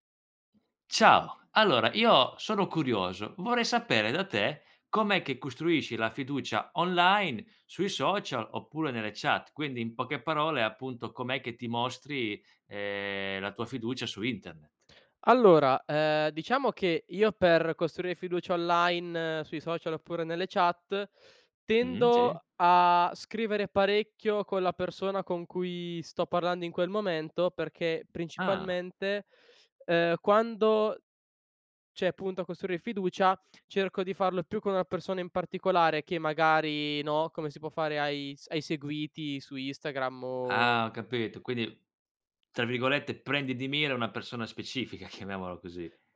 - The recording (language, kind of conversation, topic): Italian, podcast, Come costruire fiducia online, sui social o nelle chat?
- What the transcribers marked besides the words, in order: other background noise; "cioè" said as "ceh"; laughing while speaking: "specifica"